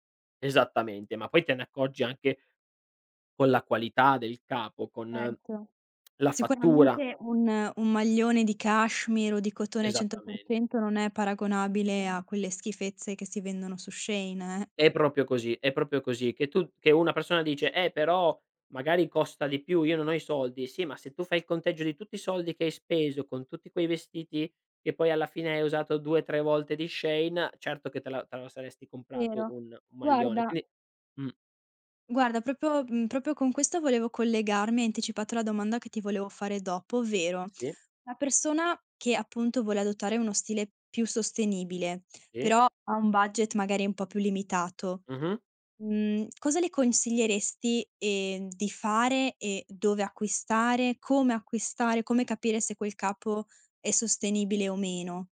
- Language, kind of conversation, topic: Italian, podcast, In che modo la sostenibilità entra nelle tue scelte di stile?
- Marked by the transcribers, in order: "Certo" said as "erto"; tapping; other background noise; "proprio" said as "propio"; "proprio" said as "propio"; stressed: "come"